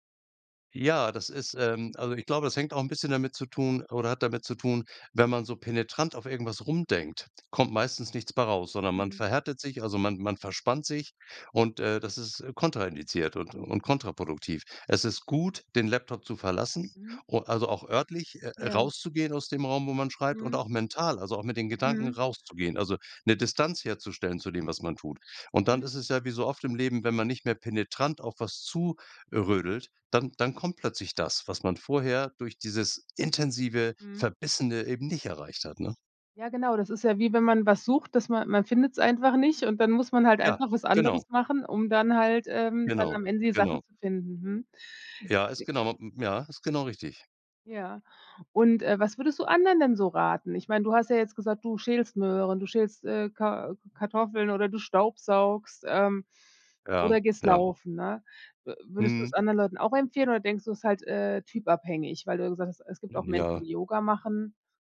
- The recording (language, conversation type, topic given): German, podcast, Wie entwickelst du kreative Gewohnheiten im Alltag?
- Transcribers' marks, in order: stressed: "Verbissene"; unintelligible speech; other noise